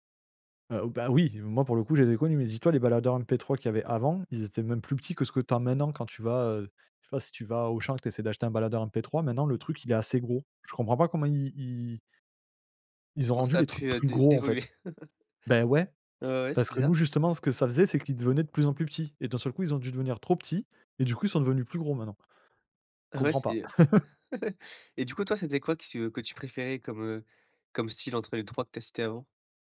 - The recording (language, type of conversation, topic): French, podcast, Comment tes amis ont-ils influencé ta playlist au lycée ?
- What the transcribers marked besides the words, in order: other background noise; laugh; laugh